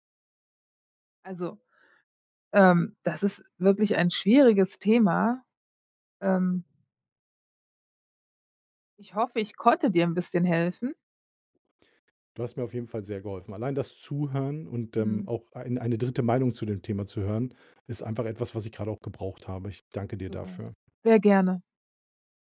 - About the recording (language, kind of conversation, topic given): German, advice, Wie viele Überstunden machst du pro Woche, und wie wirkt sich das auf deine Zeit mit deiner Familie aus?
- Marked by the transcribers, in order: none